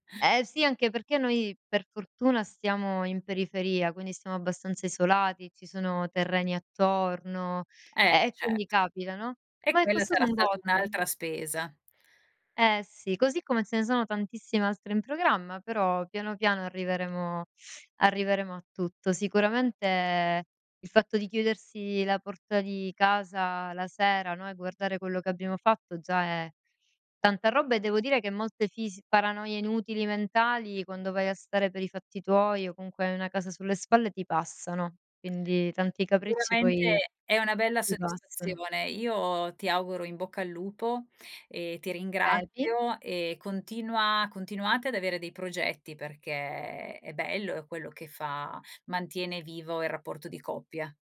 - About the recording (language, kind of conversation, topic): Italian, podcast, Quando hai comprato casa per la prima volta, com'è andata?
- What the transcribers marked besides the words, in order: inhale